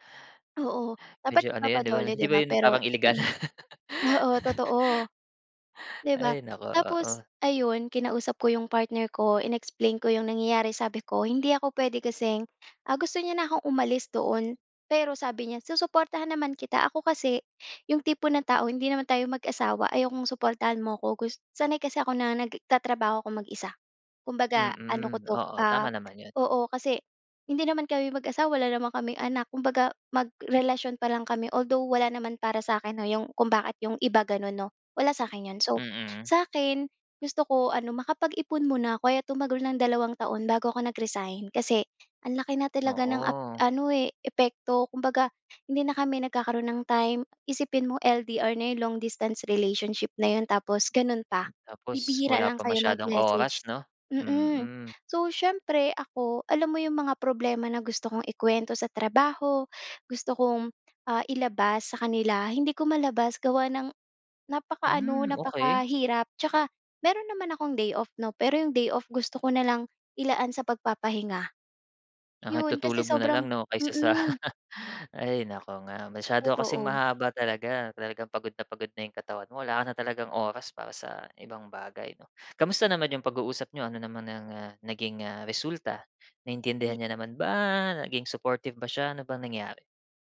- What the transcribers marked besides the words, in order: laugh; in English: "in-explain"; "magkarelasyon" said as "magrelasyon"; in English: "Although"; in English: "nag-resign"; in English: "LDR"; in English: "long-distance relationship"; laugh; unintelligible speech
- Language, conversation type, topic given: Filipino, podcast, Ano ang pinakamahirap sa pagbabalansi ng trabaho at relasyon?